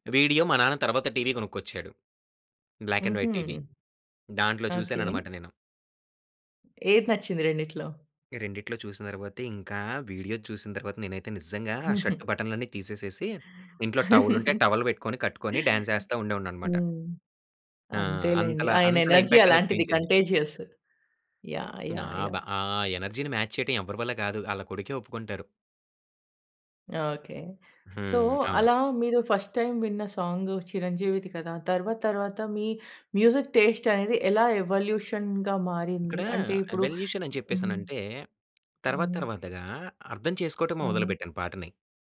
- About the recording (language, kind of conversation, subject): Telugu, podcast, మీకు గుర్తున్న మొదటి సంగీత జ్ఞాపకం ఏది, అది మీపై ఎలా ప్రభావం చూపింది?
- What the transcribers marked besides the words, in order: in English: "బ్లాక్ అండ్ వైట్ టివి"; in English: "షర్ట్"; giggle; in English: "టవల్"; chuckle; in English: "టవల్"; in English: "డాన్స్"; in English: "ఎనర్జీ"; in English: "కంటేజియస్"; in English: "ఎనర్జీ‌ని మ్యాచ్"; in English: "సో"; in English: "ఫస్ట్ టైమ్"; in English: "సాంగ్"; in English: "మ్యూజిక్ టేస్ట్"; in English: "ఎవల్యూషన్‌గా"; in English: "ఎవల్యూషన్"